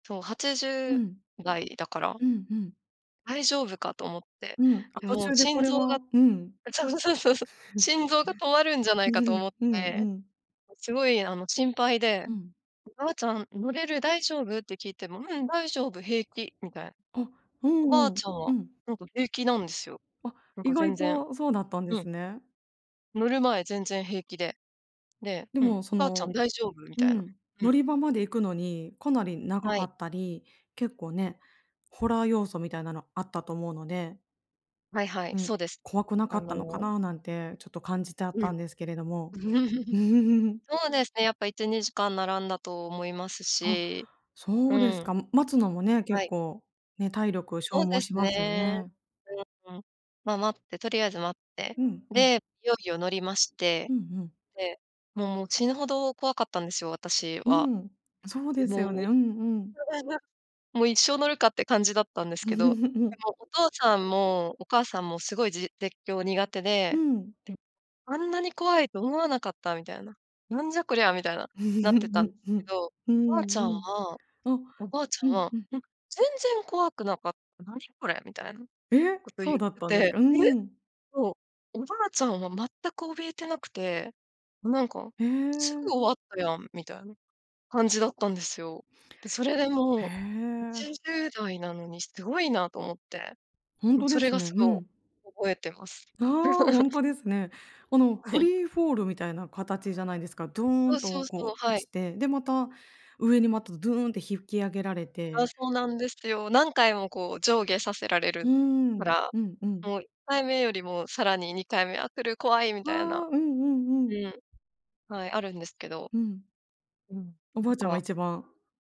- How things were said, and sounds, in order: scoff; chuckle; other noise; chuckle; unintelligible speech; chuckle; chuckle; laugh; other background noise
- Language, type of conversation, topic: Japanese, podcast, 家族と過ごした忘れられない時間は、どんなときでしたか？